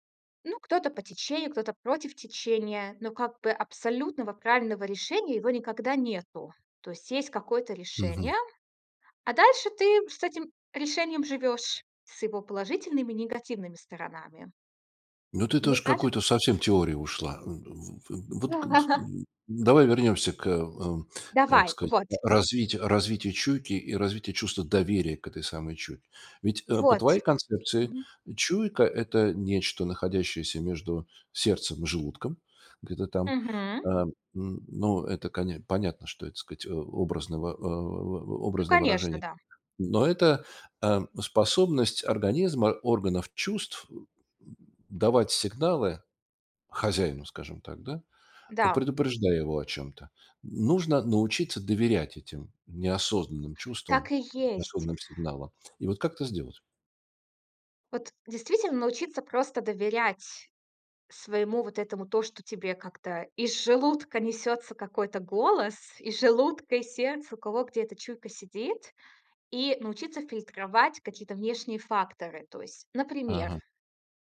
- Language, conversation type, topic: Russian, podcast, Как развить интуицию в повседневной жизни?
- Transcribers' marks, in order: laugh; other background noise